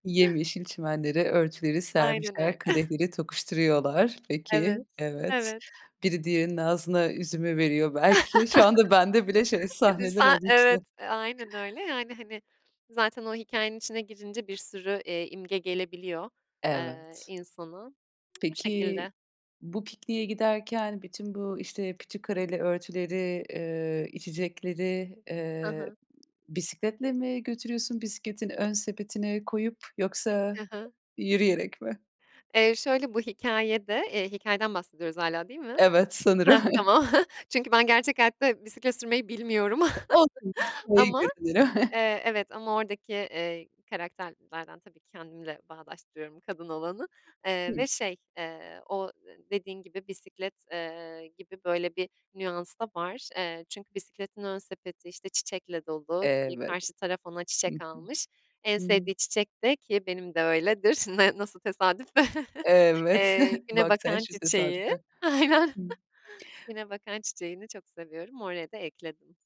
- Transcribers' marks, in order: laughing while speaking: "öyle"; chuckle; tapping; other noise; laughing while speaking: "Evet, sanırım"; chuckle; other background noise; chuckle; unintelligible speech; chuckle; laughing while speaking: "Ne nasıl tesadüf?"; chuckle; laughing while speaking: "Aynen"
- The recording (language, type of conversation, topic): Turkish, podcast, Doğada vakit geçirmenin sana faydası ne oluyor?